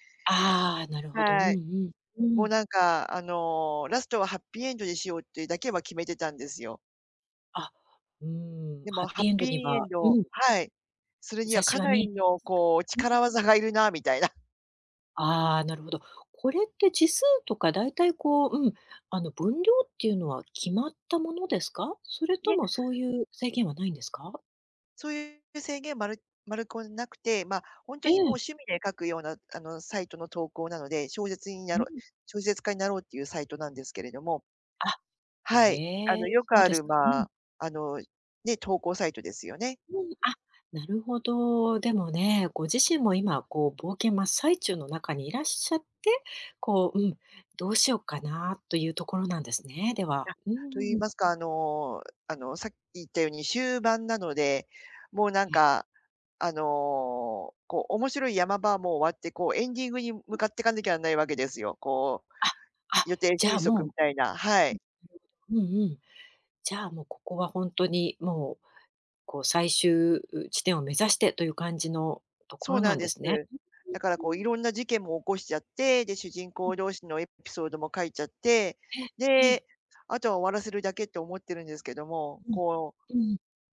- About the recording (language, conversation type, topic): Japanese, advice, アイデアがまったく浮かばず手が止まっている
- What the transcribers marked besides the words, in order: none